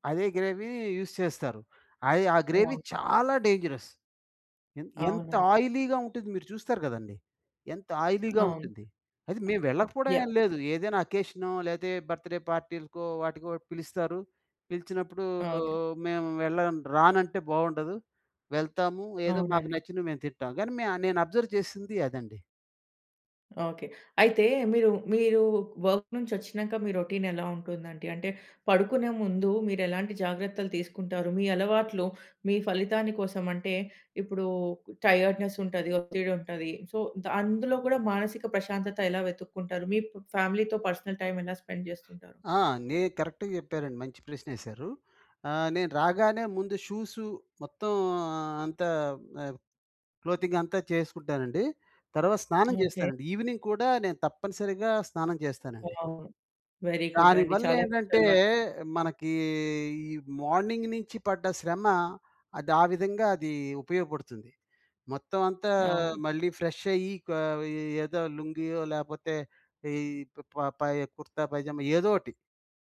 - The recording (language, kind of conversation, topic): Telugu, podcast, రోజూ ఏ అలవాట్లు మానసిక ధైర్యాన్ని పెంచడంలో సహాయపడతాయి?
- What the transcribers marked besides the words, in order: in English: "గ్రేవీ, యూజ్"; in English: "గ్రేవీ"; in English: "డేంజరస్"; in English: "ఆయిలీగా"; in English: "ఆయిలీగా"; tapping; in English: "బర్త్ డే"; in English: "అబ్జర్వ్"; other background noise; in English: "వర్క్"; in English: "రొటీన్"; in English: "టైర్డ్‌నెస్"; in English: "సో"; in English: "ఫ్యామిలీతో పర్సనల్ టైమ్"; in English: "స్పెండ్"; in English: "కరెక్ట్‌గా"; in English: "క్లోతింగ్"; in English: "ఈవెనింగ్"; in English: "వావ్! వెరీ గుడ్"; wind; in English: "మార్నింగ్"; in English: "ఫ్రెష్"